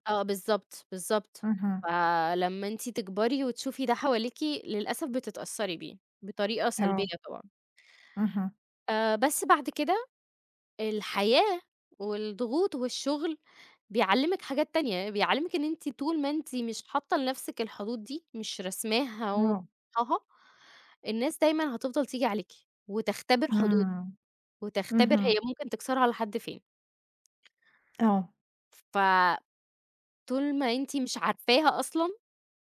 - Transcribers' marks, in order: other background noise; tapping
- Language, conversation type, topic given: Arabic, podcast, إزاي بتعرف إمتى تقول أيوه وإمتى تقول لأ؟